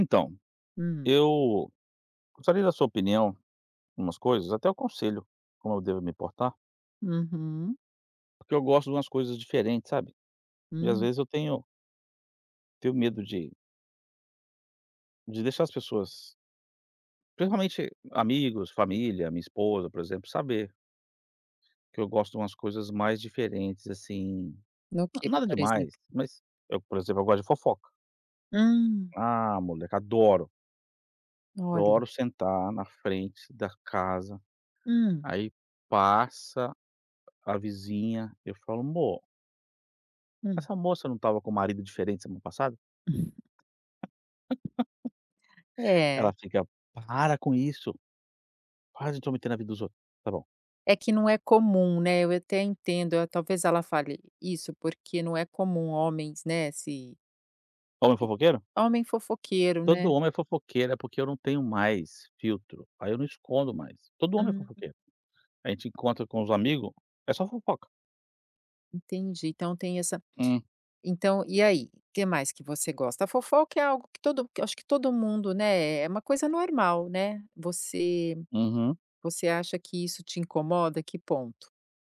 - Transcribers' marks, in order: tapping; laugh
- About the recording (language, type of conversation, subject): Portuguese, advice, Como posso superar o medo de mostrar interesses não convencionais?